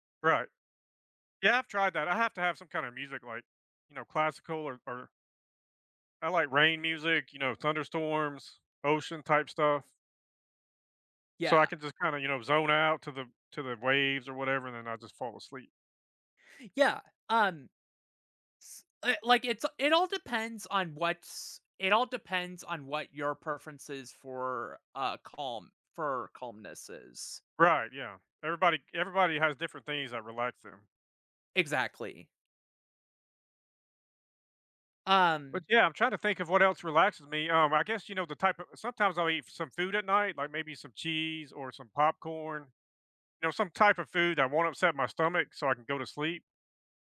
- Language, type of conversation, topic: English, unstructured, What helps you recharge when life gets overwhelming?
- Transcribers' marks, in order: tapping